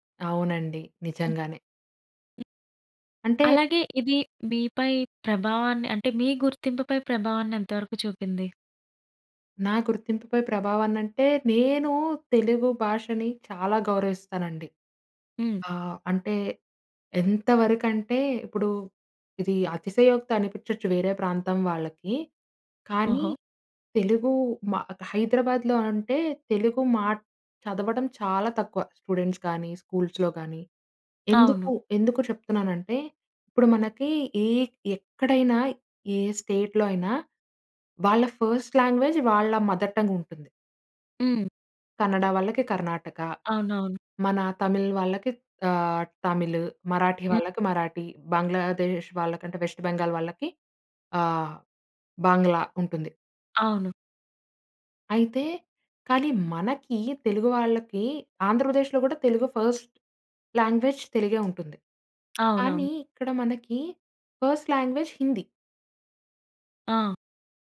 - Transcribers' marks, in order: other noise; in English: "స్టూడెంట్స్"; in English: "స్కూల్స్‌లో"; in English: "స్టేట్‌లో"; in English: "ఫస్ట్ లాంగ్వేజ్"; in English: "మదర్ టంగ్"; in English: "వెస్ట్"; in English: "ఫస్ట్ లాంగ్వేజ్"; tapping; in English: "ఫస్ట్ లాంగ్వేజ్"
- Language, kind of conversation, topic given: Telugu, podcast, మీ భాష మీ గుర్తింపుపై ఎంత ప్రభావం చూపుతోంది?